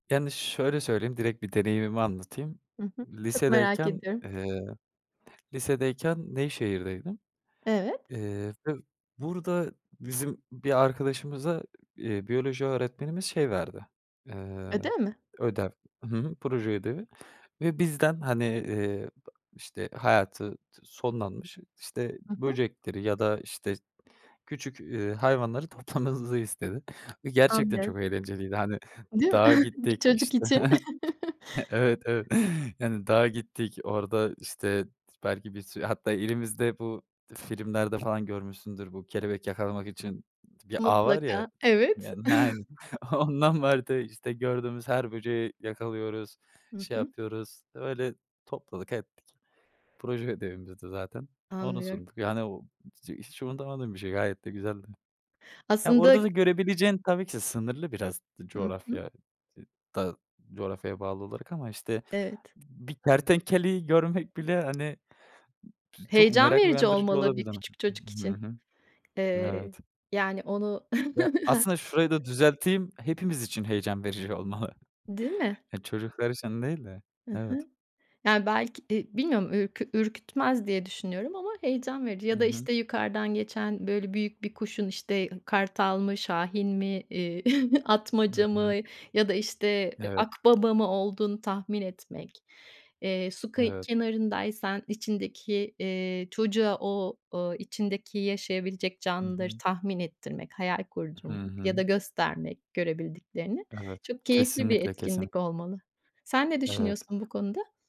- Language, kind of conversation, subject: Turkish, podcast, Çocuklara doğa sevgisini aşılamak için neler önerirsiniz?
- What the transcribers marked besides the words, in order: other background noise; laughing while speaking: "toplamamızı"; chuckle; laughing while speaking: "Ondan"; chuckle; unintelligible speech; chuckle; unintelligible speech; laughing while speaking: "olmalı"; chuckle; tapping